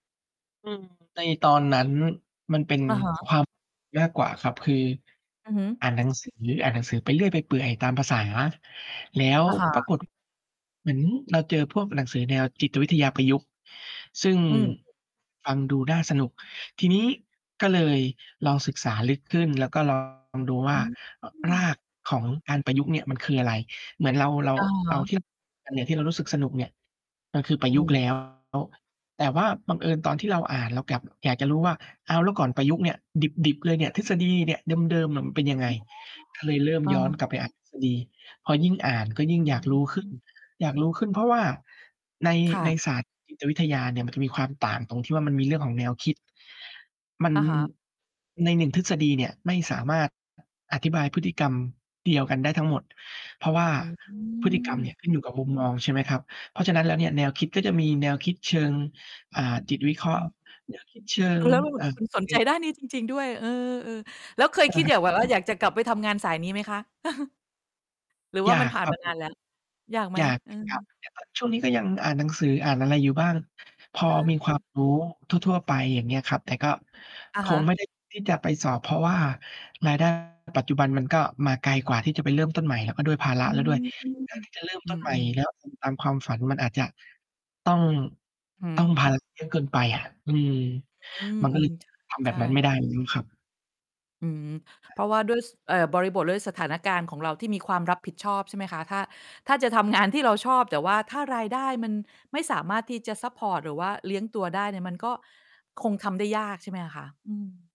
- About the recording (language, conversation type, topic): Thai, podcast, คุณควรเลือกทำงานที่ชอบหรือเลือกงานที่ได้เงินก่อนดีไหม?
- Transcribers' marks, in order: distorted speech; tapping; mechanical hum; other noise; unintelligible speech; unintelligible speech; chuckle; other background noise